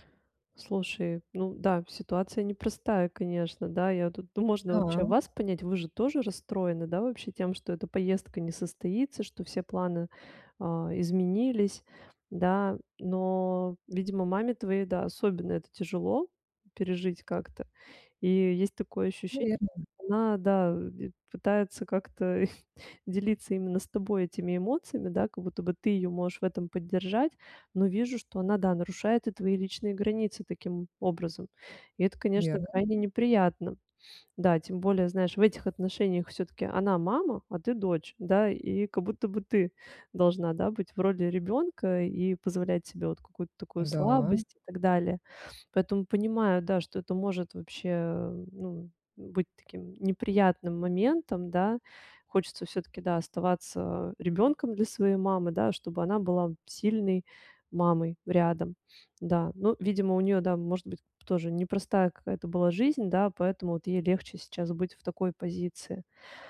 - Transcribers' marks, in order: chuckle
- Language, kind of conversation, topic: Russian, advice, Как мне развить устойчивость к эмоциональным триггерам и спокойнее воспринимать критику?